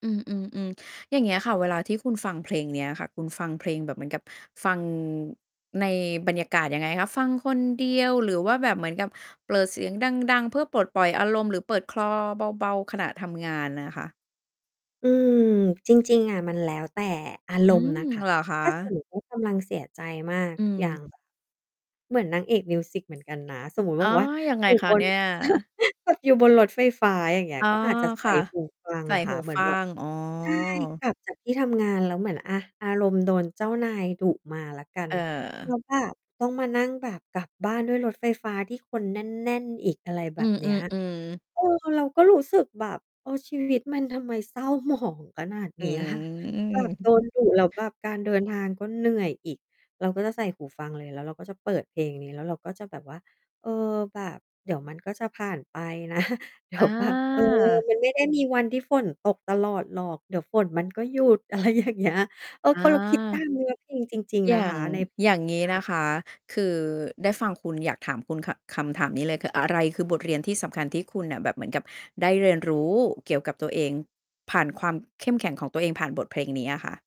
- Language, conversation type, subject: Thai, podcast, เพลงไหนช่วยปลอบใจคุณเวลาทุกข์ใจ?
- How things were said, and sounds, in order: distorted speech; mechanical hum; laugh; laughing while speaking: "หมอง"; laughing while speaking: "เนี้ย"; laughing while speaking: "นะ เดี๋ยวแบบ"; laughing while speaking: "อะไรอย่างเงี้ย"; unintelligible speech